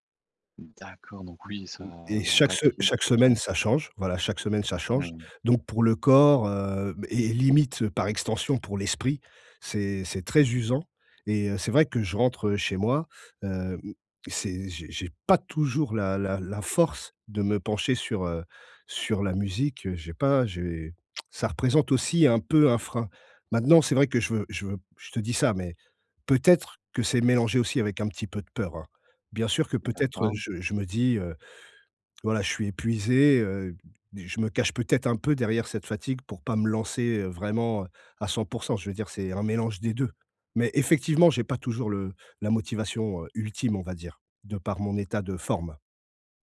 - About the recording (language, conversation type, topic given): French, advice, Comment surmonter ma peur de changer de carrière pour donner plus de sens à mon travail ?
- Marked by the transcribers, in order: tongue click